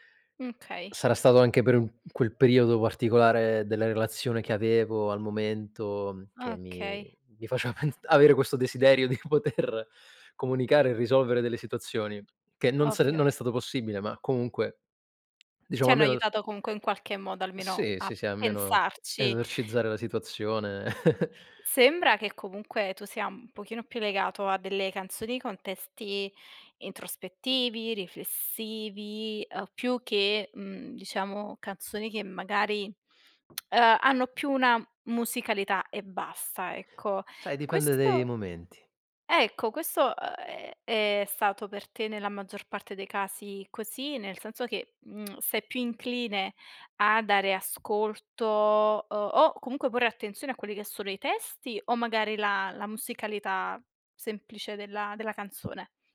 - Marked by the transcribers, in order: laughing while speaking: "pens"; laughing while speaking: "poter"; tapping; other background noise; chuckle; tongue click; tongue click
- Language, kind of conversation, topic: Italian, podcast, Ci sono canzoni che associ sempre a ricordi specifici?
- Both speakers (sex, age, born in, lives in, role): female, 25-29, Italy, Italy, host; male, 30-34, Italy, Italy, guest